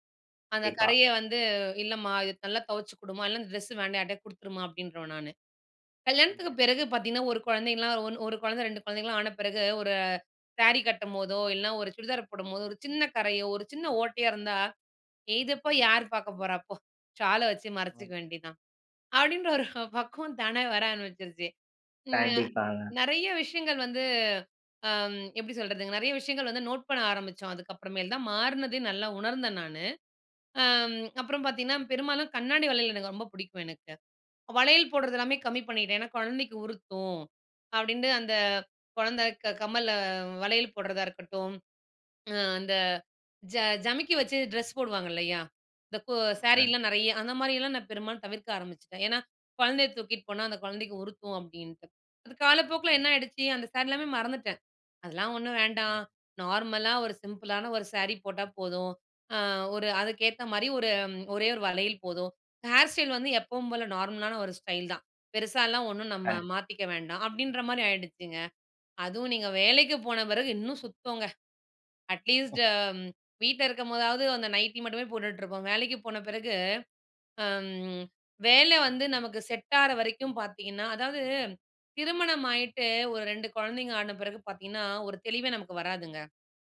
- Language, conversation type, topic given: Tamil, podcast, வயது கூடிக்கொண்டே போகும்போது, உங்கள் நடைமுறையில் என்னென்ன மாற்றங்கள் வந்துள்ளன?
- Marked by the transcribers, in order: unintelligible speech; laughing while speaking: "அப்படீன்ற ஒரு பக்குவம் தானா வர ஆரம்பிச்சுருச்சு"; in English: "நோட்"; other noise; unintelligible speech; in English: "நார்மலா"; in English: "சிம்பிளான"; in English: "ஹேர் ஸ்டைல்"; in English: "நார்மலான"; laugh; in English: "அட்லீஸ்ட்"